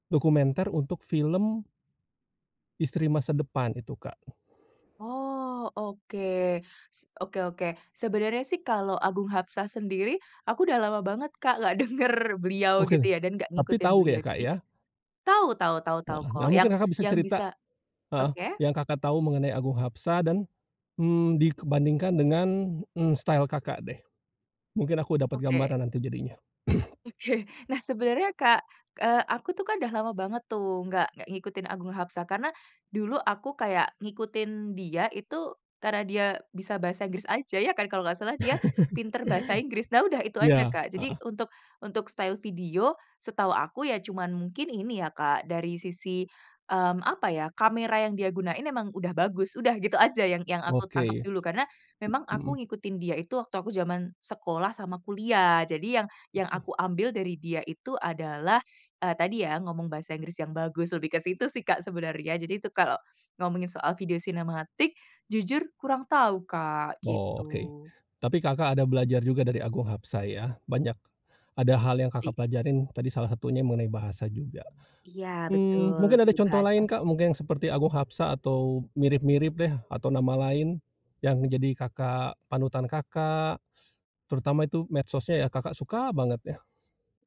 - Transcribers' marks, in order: laughing while speaking: "denger"; "dibandingkan" said as "dikebandingkan"; in English: "style"; throat clearing; laughing while speaking: "Oke"; laugh; in English: "style"; other background noise
- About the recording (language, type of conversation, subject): Indonesian, podcast, Bagaimana media sosial memengaruhi estetika kamu?